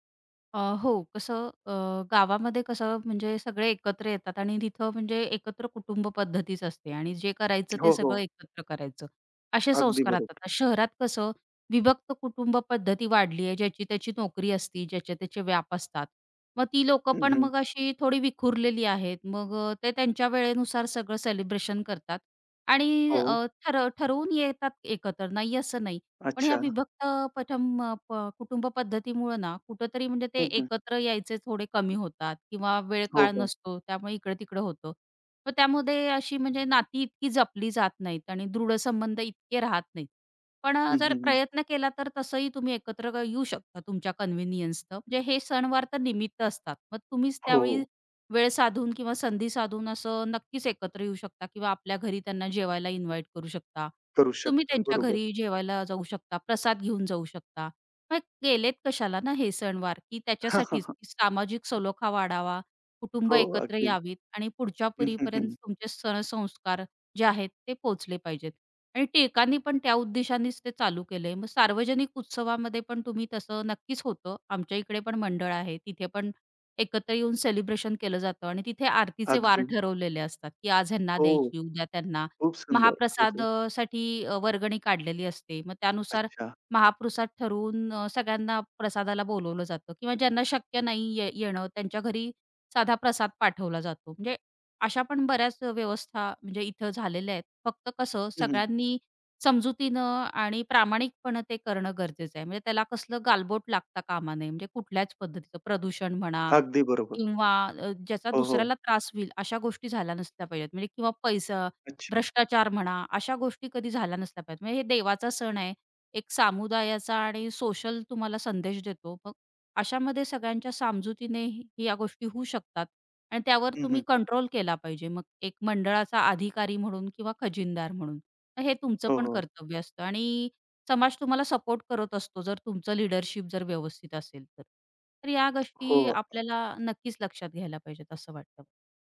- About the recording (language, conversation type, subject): Marathi, podcast, सण आणि कार्यक्रम लोकांना पुन्हा एकत्र आणण्यात कशी मदत करतात?
- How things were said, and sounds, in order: tapping; in English: "कन्व्हिनियन्सनं"; in English: "इन्व्हाइट"; laughing while speaking: "हां, हां, हां"; "पिढीपर्यंत" said as "पुरीपर्यंत"; laughing while speaking: "हो, हो"